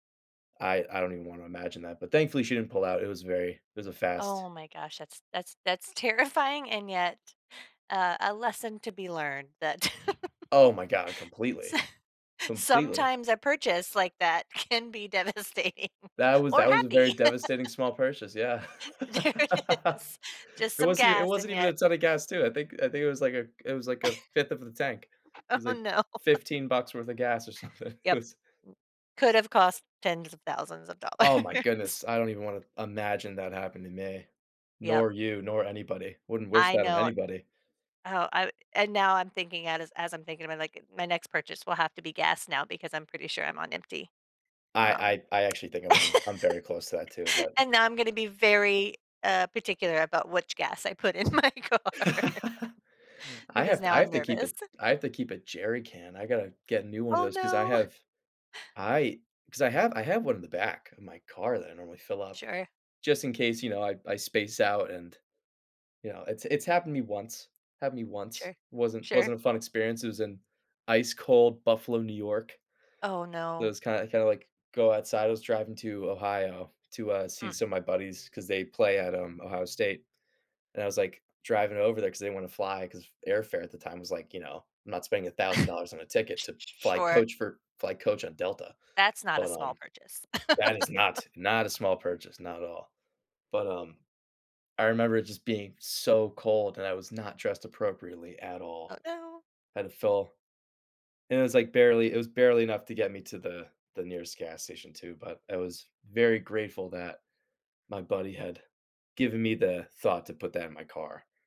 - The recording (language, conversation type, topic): English, unstructured, What’s a small purchase that made you really happy?
- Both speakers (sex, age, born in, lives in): female, 45-49, United States, United States; male, 20-24, United States, United States
- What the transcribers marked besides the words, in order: laugh; laughing while speaking: "s"; laughing while speaking: "can"; laughing while speaking: "devastating"; laugh; laughing while speaking: "There it is"; laugh; laugh; other background noise; laughing while speaking: "Oh no"; laughing while speaking: "something"; laughing while speaking: "dollars"; tapping; laugh; laugh; laughing while speaking: "in my car"; chuckle; laugh; stressed: "so"